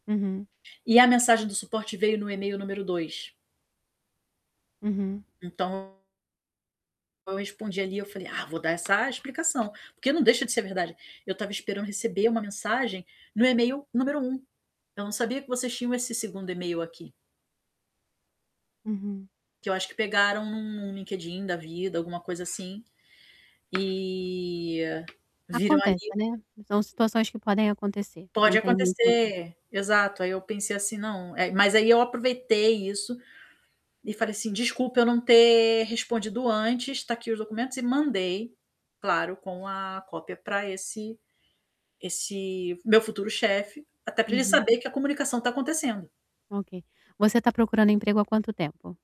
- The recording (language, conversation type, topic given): Portuguese, advice, Como posso lidar com a incerteza sobre o que pode acontecer no futuro?
- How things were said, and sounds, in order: static; distorted speech; tapping; drawn out: "eh"; other background noise